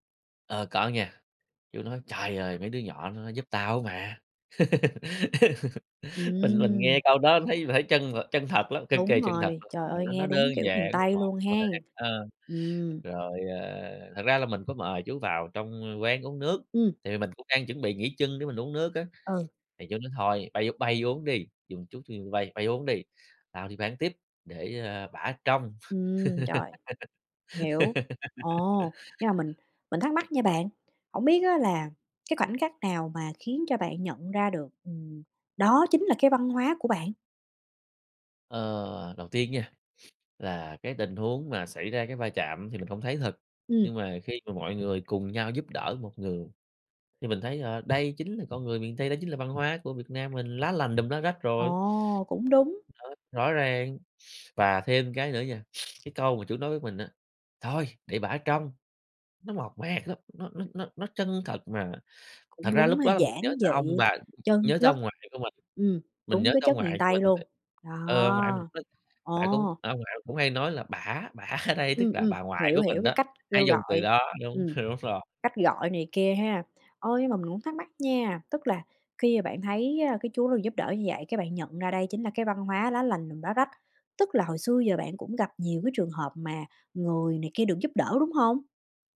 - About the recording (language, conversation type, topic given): Vietnamese, podcast, Bạn có thể kể một kỷ niệm khiến bạn tự hào về văn hoá của mình không nhỉ?
- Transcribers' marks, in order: laugh; laughing while speaking: "Mình mình nghe câu đó … thật luôn. Ờ"; tapping; other background noise; sniff; laugh; sniff; sniff; unintelligible speech; unintelligible speech; laughing while speaking: "ở"; laughing while speaking: "đúng rồi"